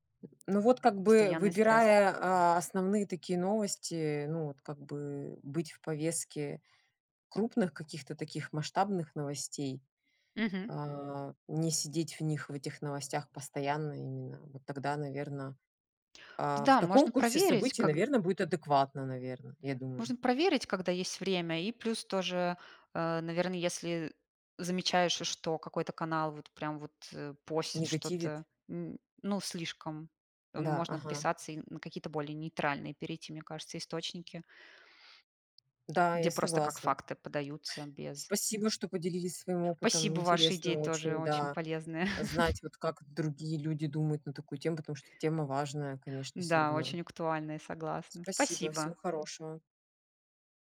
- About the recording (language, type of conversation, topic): Russian, unstructured, Почему важно оставаться в курсе событий мира?
- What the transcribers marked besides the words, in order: chuckle